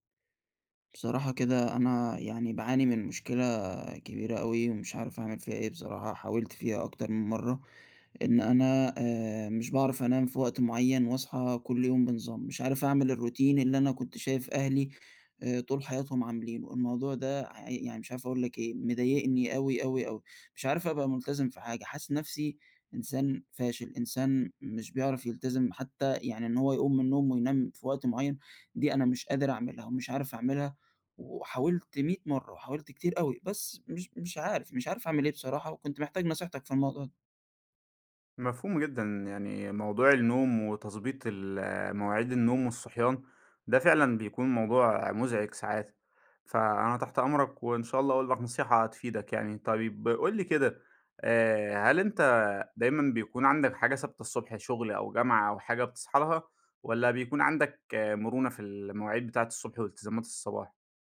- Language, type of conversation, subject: Arabic, advice, إزاي أقدر ألتزم بميعاد نوم وصحيان ثابت كل يوم؟
- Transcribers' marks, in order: in English: "الروتين"